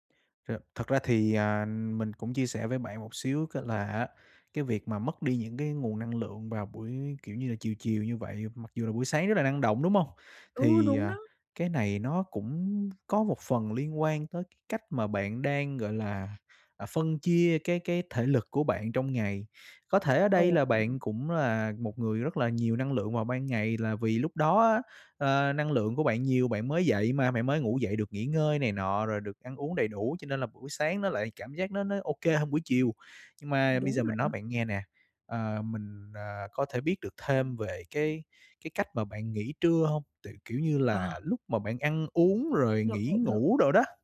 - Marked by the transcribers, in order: tapping; other background noise
- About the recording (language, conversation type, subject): Vietnamese, advice, Làm sao để duy trì năng lượng trong suốt chu kỳ làm việc?